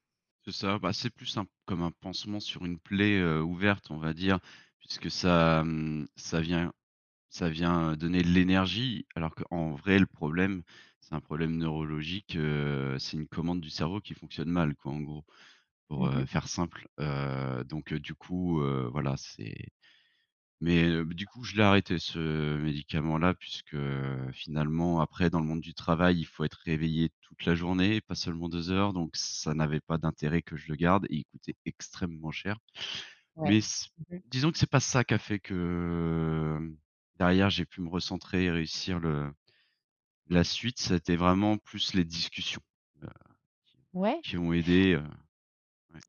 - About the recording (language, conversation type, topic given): French, podcast, Quel est le moment où l’écoute a tout changé pour toi ?
- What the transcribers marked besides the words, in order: stressed: "extrêmement"; drawn out: "que"